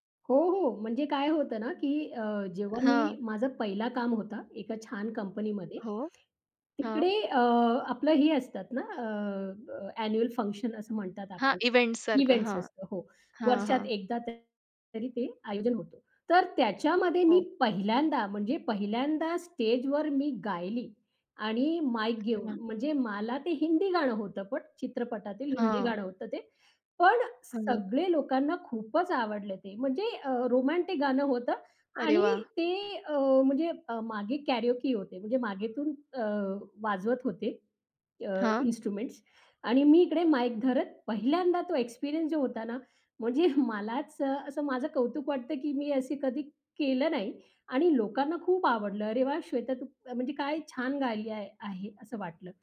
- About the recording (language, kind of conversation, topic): Marathi, podcast, संगीताच्या माध्यमातून तुम्हाला स्वतःची ओळख कशी सापडते?
- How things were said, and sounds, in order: in English: "एन्युअल फंक्शन"; in English: "इव्हेंट्स"; in English: "इव्हेंट्स"; in English: "स्टेजवर"; in English: "माईक"; in English: "रोमॅन्टिक"; in English: "कॅरओके"; in English: "इन्स्ट्रुमेंट्स"; in English: "माईक"; in English: "एक्सपिरियन्स"; laughing while speaking: "म्हणजे"